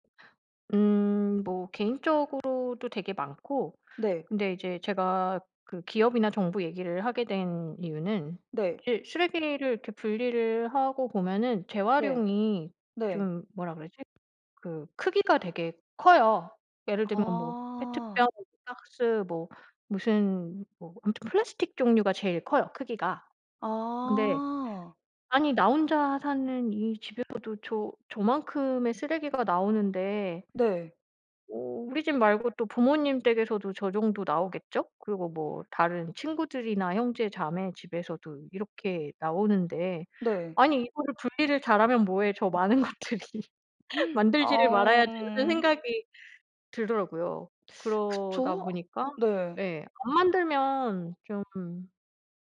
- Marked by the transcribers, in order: other background noise; gasp; laughing while speaking: "많은 것들이"; laugh; teeth sucking
- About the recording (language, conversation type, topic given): Korean, podcast, 플라스틱 문제를 해결하려면 어디서부터 시작해야 할까요?